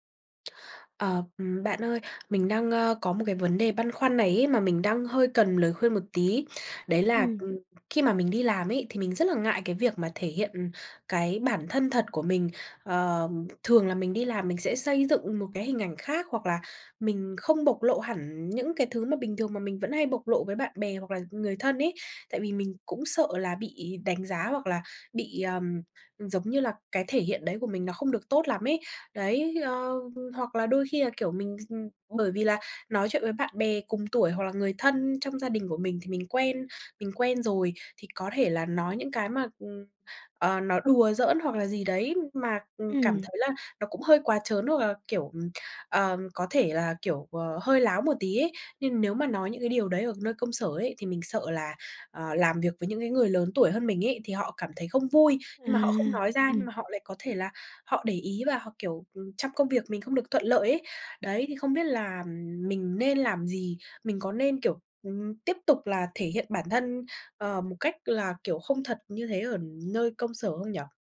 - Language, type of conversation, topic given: Vietnamese, advice, Tại sao bạn phải giấu con người thật của mình ở nơi làm việc vì sợ hậu quả?
- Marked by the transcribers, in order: tapping; other noise; other background noise